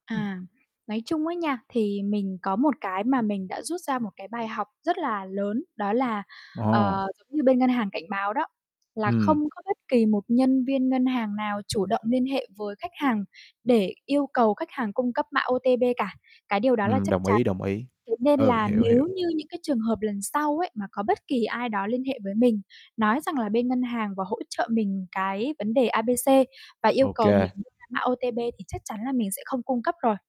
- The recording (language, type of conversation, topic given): Vietnamese, podcast, Bạn đã từng bị lừa đảo trên mạng chưa, và bạn rút ra bài học gì?
- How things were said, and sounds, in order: static; tapping; distorted speech; in English: "O-T-P"